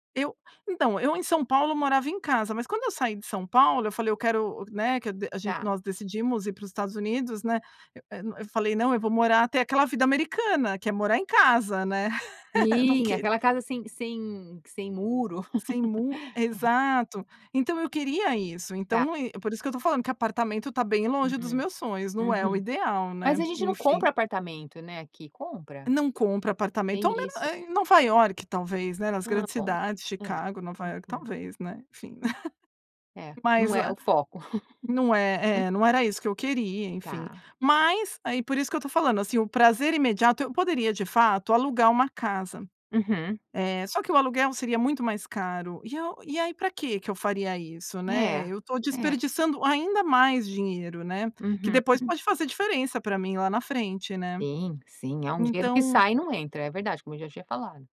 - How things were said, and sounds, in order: laugh; tapping; laugh; laugh; chuckle
- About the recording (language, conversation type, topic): Portuguese, podcast, Como equilibrar o prazer imediato com metas de longo prazo?